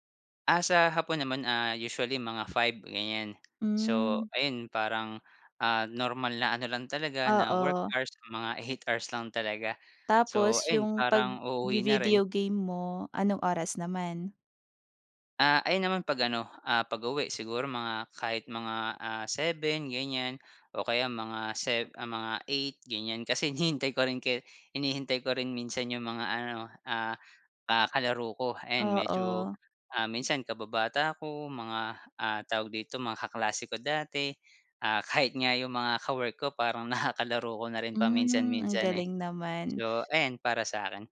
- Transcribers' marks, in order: in English: "work hours"; laughing while speaking: "kahit nga"; laughing while speaking: "nakakalaro"
- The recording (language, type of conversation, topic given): Filipino, podcast, Paano mo napagsasabay ang trabaho o pag-aaral at ang libangan mo?